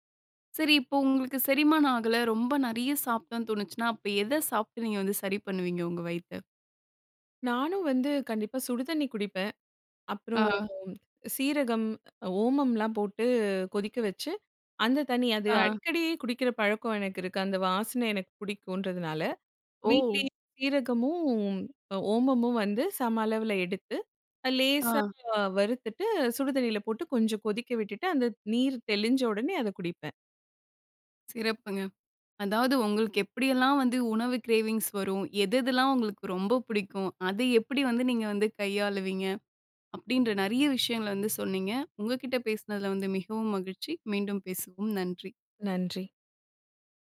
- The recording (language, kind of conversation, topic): Tamil, podcast, உணவுக்கான ஆசையை நீங்கள் எப்படி கட்டுப்படுத்துகிறீர்கள்?
- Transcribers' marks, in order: tapping; other background noise; in English: "கிரேவிங்ஸ்"